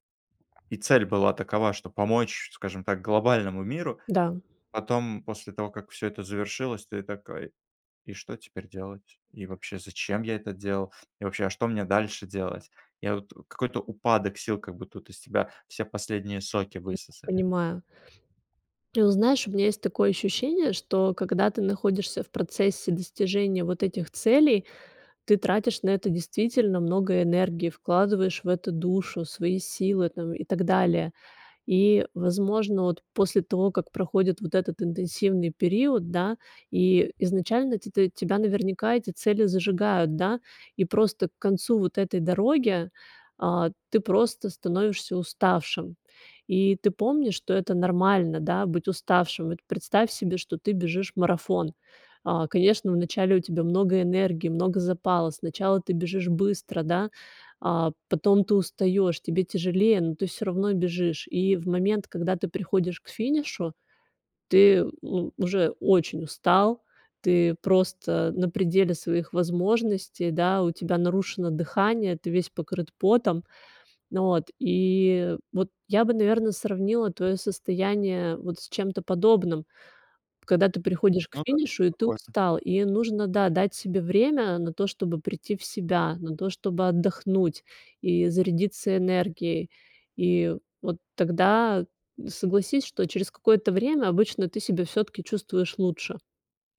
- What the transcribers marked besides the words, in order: tapping; other noise
- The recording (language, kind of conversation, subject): Russian, advice, Как справиться с выгоранием и потерей смысла после череды достигнутых целей?